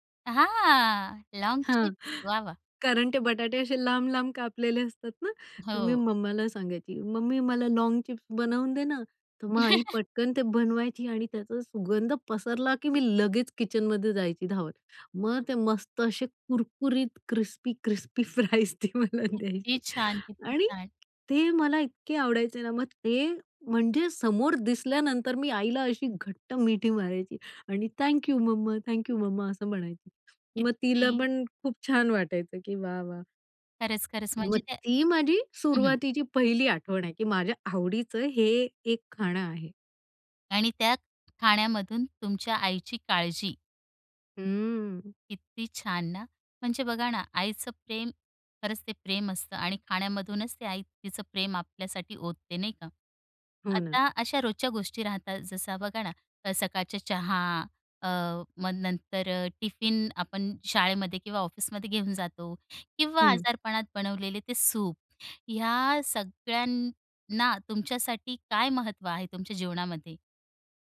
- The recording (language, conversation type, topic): Marathi, podcast, खाण्यातून प्रेम आणि काळजी कशी व्यक्त कराल?
- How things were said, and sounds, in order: drawn out: "हां"; tapping; joyful: "हां, कारण ते बटाटे असे लांब-लांब कापलेले असतात ना"; chuckle; laughing while speaking: "फ्राईज ते मला द्यायची"; other background noise